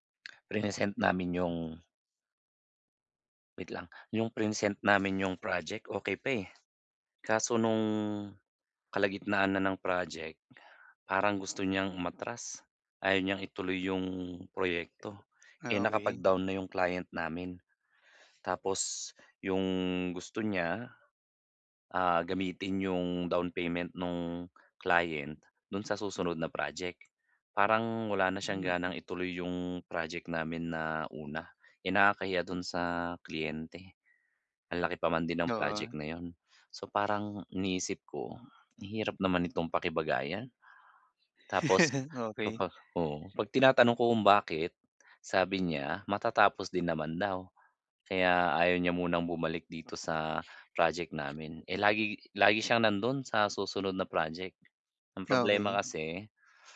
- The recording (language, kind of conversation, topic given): Filipino, advice, Paano ko muling maibabalik ang motibasyon ko sa aking proyekto?
- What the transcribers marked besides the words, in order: other background noise; tapping; chuckle